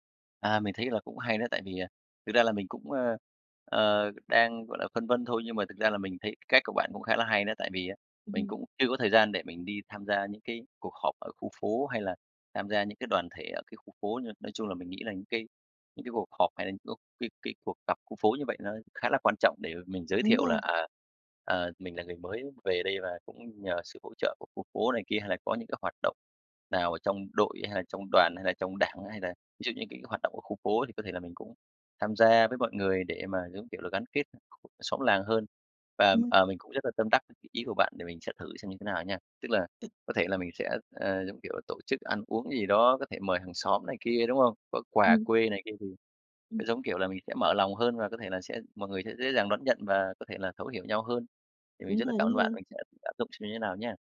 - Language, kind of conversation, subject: Vietnamese, advice, Làm sao để thích nghi khi chuyển đến một thành phố khác mà chưa quen ai và chưa quen môi trường xung quanh?
- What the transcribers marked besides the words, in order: tapping; unintelligible speech; unintelligible speech; other noise